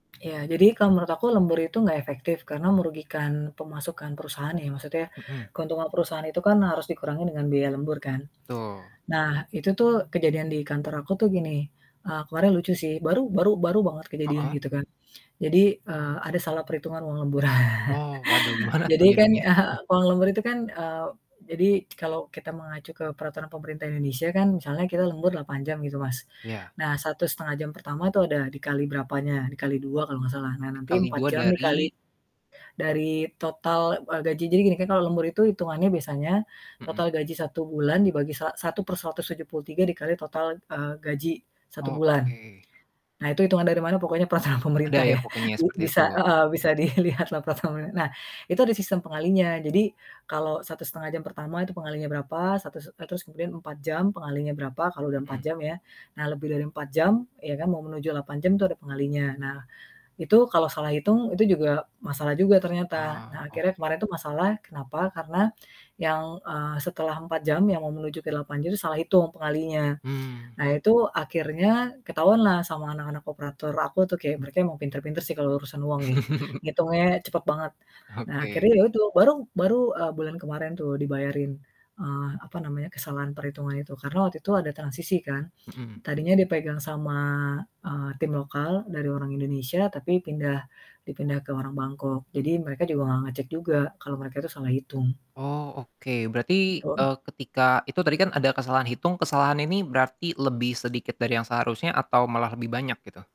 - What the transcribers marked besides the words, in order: static; laugh; chuckle; laughing while speaking: "gimana"; chuckle; tapping; laughing while speaking: "peraturan pemerintah ya"; laughing while speaking: "dilihatlah"; unintelligible speech; chuckle; distorted speech
- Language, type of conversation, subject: Indonesian, podcast, Bagaimana sikap orang-orang di tempat kerja Anda terhadap lembur?